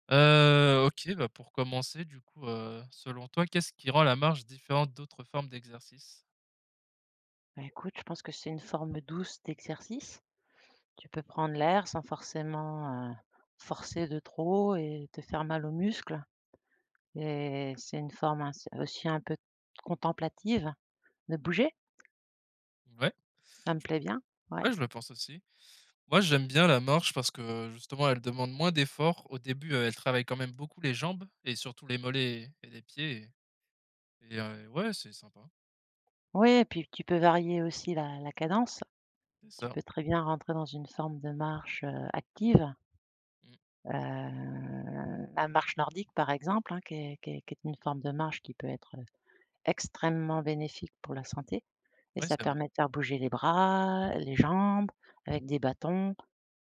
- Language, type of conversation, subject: French, unstructured, Quels sont les bienfaits surprenants de la marche quotidienne ?
- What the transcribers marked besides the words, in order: drawn out: "Heu"; tapping